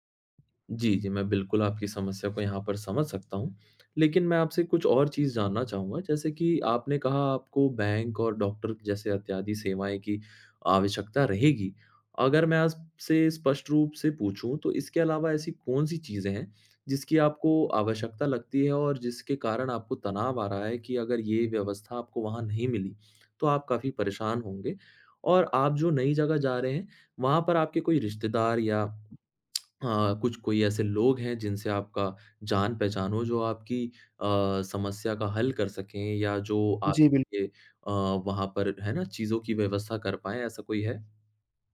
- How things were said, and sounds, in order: "आपसे" said as "आसपसे"; tapping
- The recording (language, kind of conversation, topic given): Hindi, advice, नए स्थान पर डॉक्टर और बैंक जैसी सेवाएँ कैसे ढूँढें?